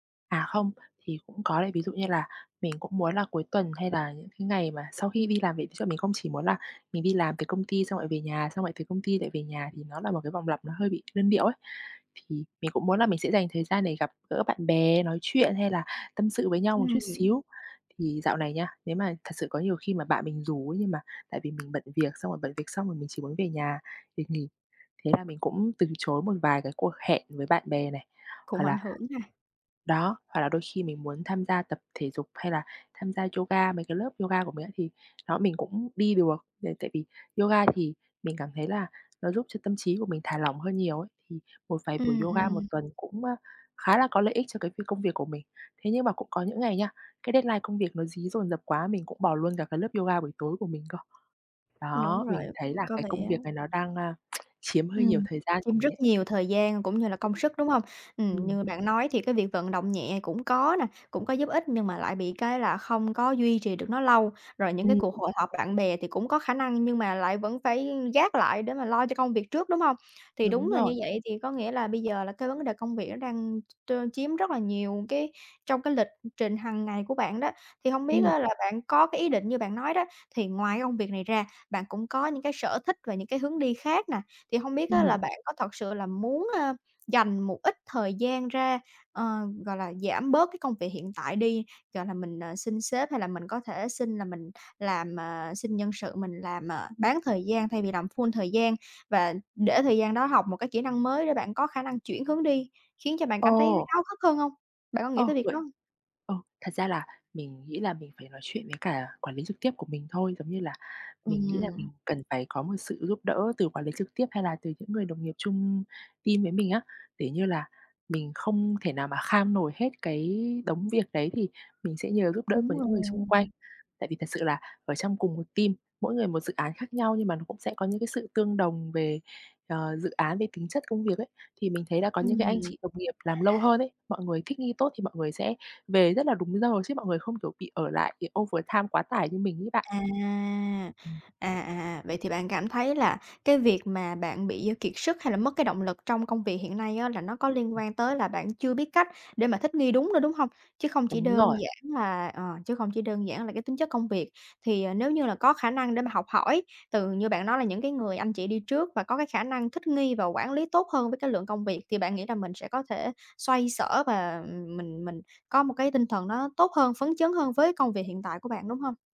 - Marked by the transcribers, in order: other background noise; tapping; in English: "deadline"; tsk; in English: "full"; in English: "team"; in English: "team"; in English: "overtime"; drawn out: "À!"
- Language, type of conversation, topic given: Vietnamese, advice, Làm thế nào để vượt qua tình trạng kiệt sức và mất động lực sáng tạo sau thời gian làm việc dài?